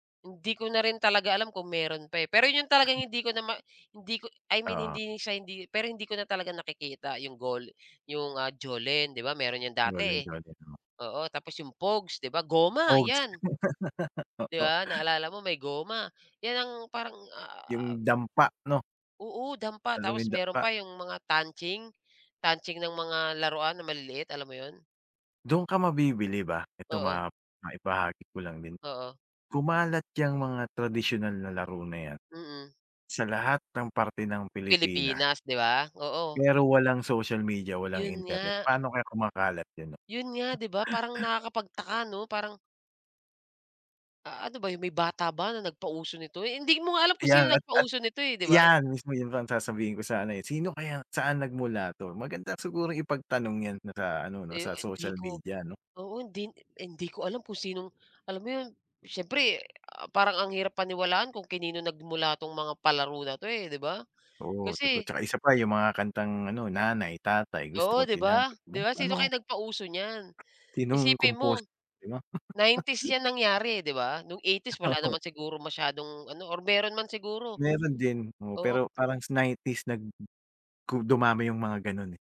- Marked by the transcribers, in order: other background noise; laugh; laughing while speaking: "Oo"; chuckle; tapping; chuckle; laughing while speaking: "Oo"
- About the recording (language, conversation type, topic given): Filipino, podcast, Anong larong kalye ang hindi nawawala sa inyong purok, at paano ito nilalaro?